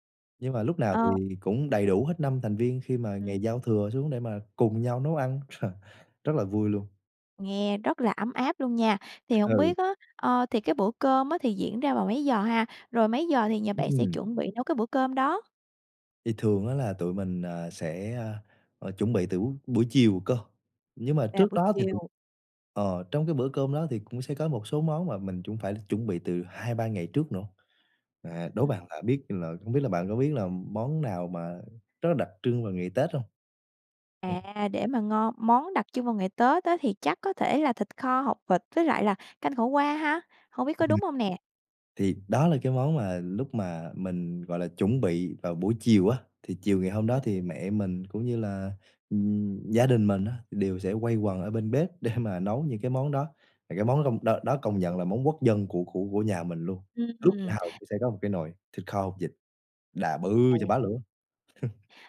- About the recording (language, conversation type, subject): Vietnamese, podcast, Bạn có thể kể về một bữa ăn gia đình đáng nhớ của bạn không?
- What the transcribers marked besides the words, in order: laughing while speaking: "trời"; other background noise; "cũng" said as "chũng"; laughing while speaking: "để mà"; tapping; laugh